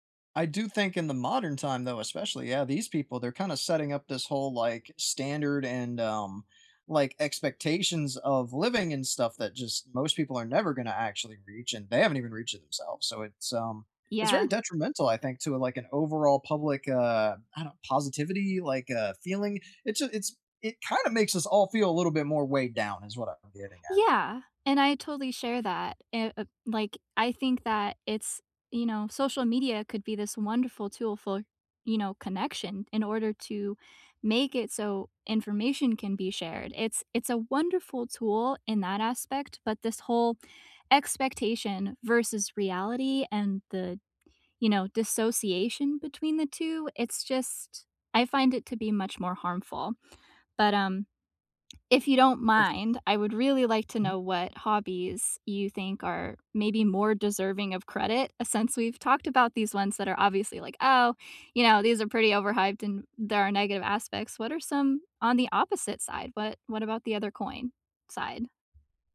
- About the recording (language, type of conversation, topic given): English, unstructured, What hobby do you think people overhype the most?
- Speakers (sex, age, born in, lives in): female, 25-29, United States, United States; male, 30-34, United States, United States
- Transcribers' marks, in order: other background noise